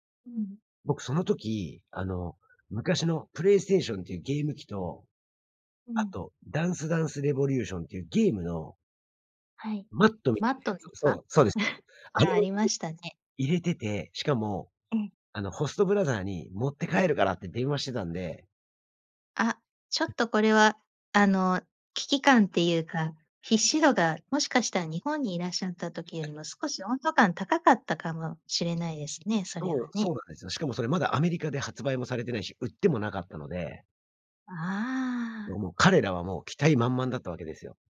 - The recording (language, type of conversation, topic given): Japanese, podcast, 荷物が届かなかったとき、どう対応しましたか？
- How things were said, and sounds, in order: chuckle; in English: "ホストブラザー"; chuckle; chuckle